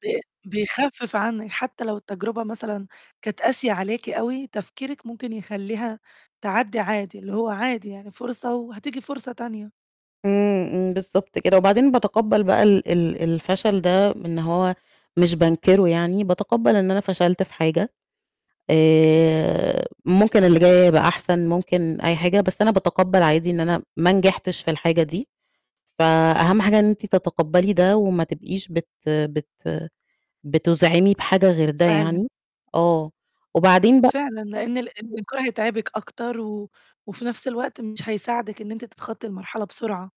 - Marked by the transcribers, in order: distorted speech; tapping; other background noise
- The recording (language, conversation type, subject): Arabic, podcast, إزاي بتتعامل مع الفشل؟